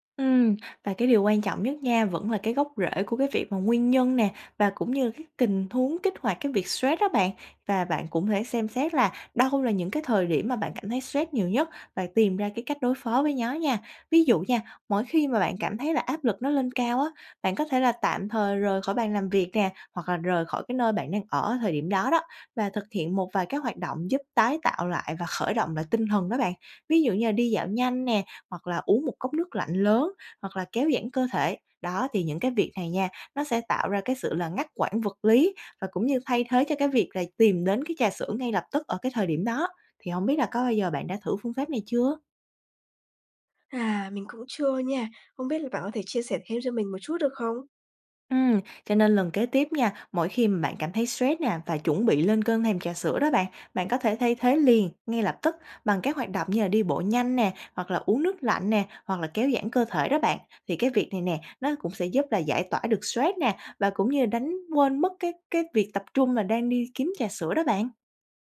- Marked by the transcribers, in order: tapping
- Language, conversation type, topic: Vietnamese, advice, Bạn có thường dùng rượu hoặc chất khác khi quá áp lực không?